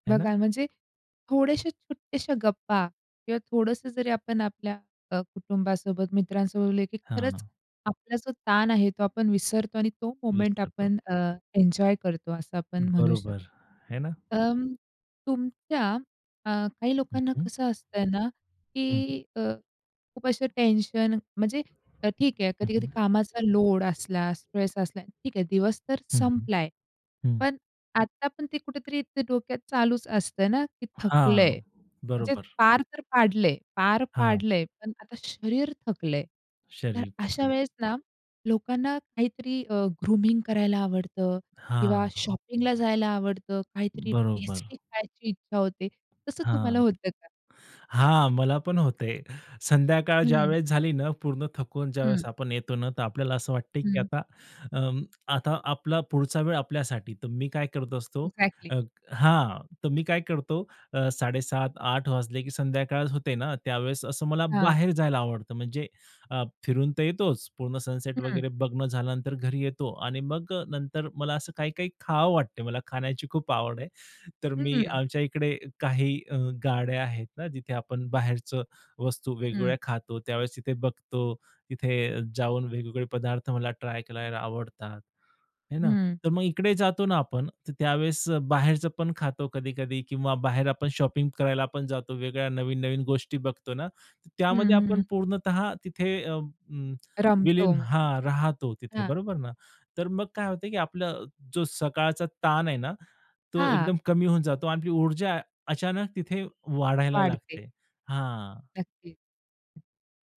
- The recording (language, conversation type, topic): Marathi, podcast, रोजच्या चिंतांपासून मनाला मोकळेपणा मिळण्यासाठी तुम्ही काय करता?
- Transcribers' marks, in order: other background noise; tapping; in English: "मोमेंट"; in English: "ग्रूमिंग"; in English: "शॉपिंगला"; tongue click; in English: "अ‍ॅक्झॅक्टली"; in English: "सनसेट"; in English: "शॉपिंग"